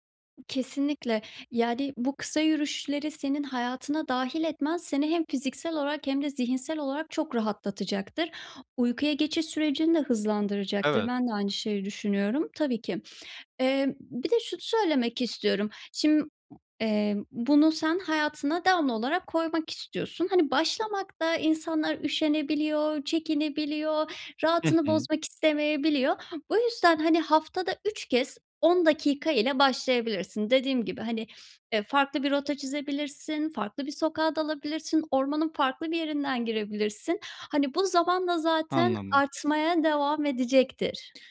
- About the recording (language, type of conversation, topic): Turkish, advice, Kısa yürüyüşleri günlük rutinime nasıl kolayca ve düzenli olarak dahil edebilirim?
- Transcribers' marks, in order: other background noise